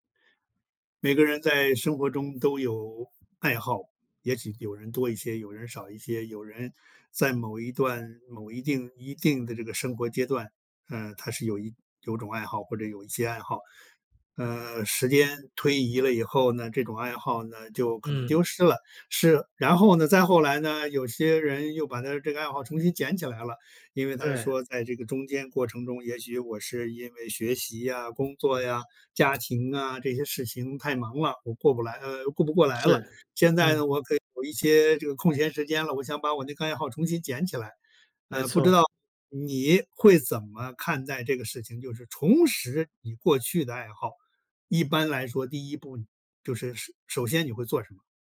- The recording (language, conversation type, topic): Chinese, podcast, 重拾爱好的第一步通常是什么？
- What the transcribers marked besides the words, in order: other background noise